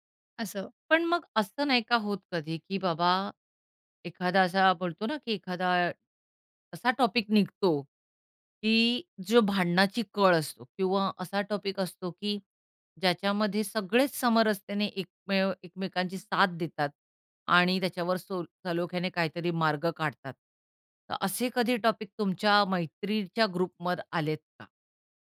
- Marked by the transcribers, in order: anticipating: "पण मग असं नाही का होत कधी की बाबा"; in English: "टॉपिक"; in English: "टॉपिक"; in English: "टॉपिक"; in English: "ग्रुपमध"
- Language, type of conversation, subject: Marathi, podcast, ग्रुप चॅटमध्ये तुम्ही कोणती भूमिका घेतता?